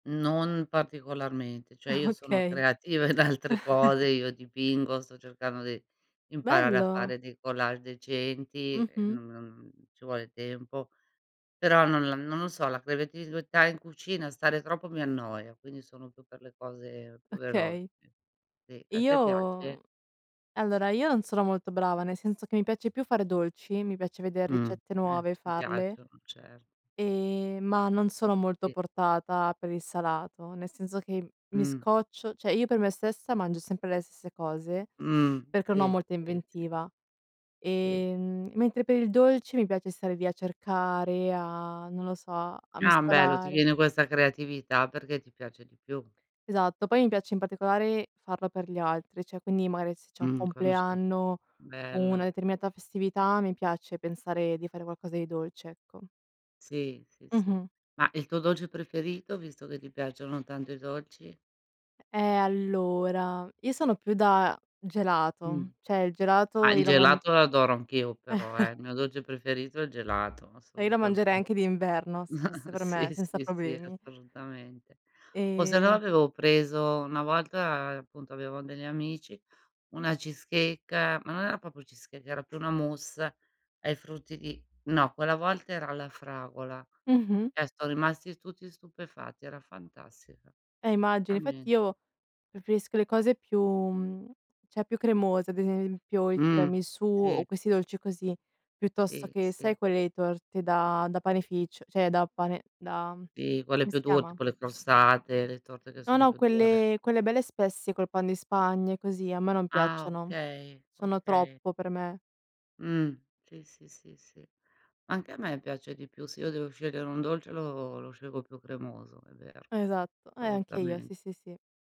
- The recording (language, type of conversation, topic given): Italian, unstructured, Qual è il tuo piatto preferito e perché?
- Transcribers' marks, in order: chuckle; laughing while speaking: "in altre"; chuckle; "creatività" said as "crevetività"; tapping; "cioè" said as "ceh"; other background noise; "cioè" said as "ceh"; drawn out: "allora"; "cioè" said as "ceh"; chuckle; chuckle; "proprio" said as "propo"; unintelligible speech; "cioè" said as "ceh"; "cioè" said as "ceh"